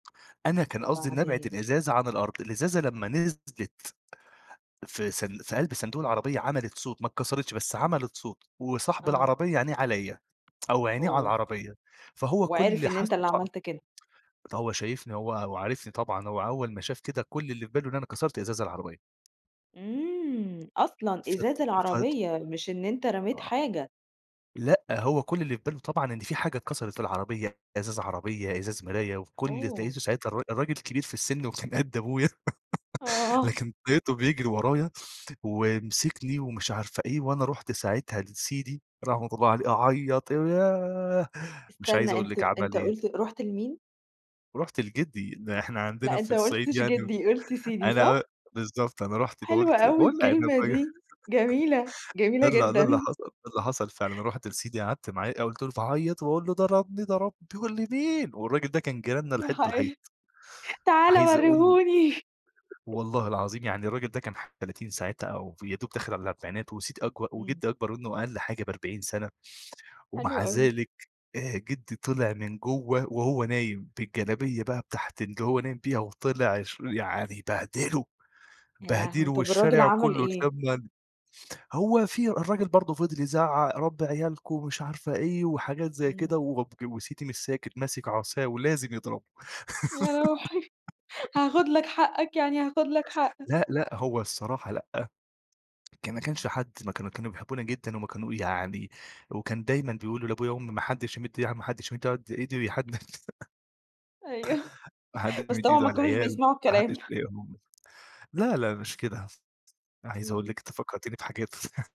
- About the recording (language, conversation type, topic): Arabic, podcast, إيه دور أهلك وصحابك في دعمك وقت الشدة؟
- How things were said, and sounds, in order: tapping; unintelligible speech; tsk; laughing while speaking: "وكان قد أبويا"; laughing while speaking: "آه"; laugh; laugh; chuckle; chuckle; laughing while speaking: "يا روحي"; giggle; chuckle; laughing while speaking: "أيوَه"; chuckle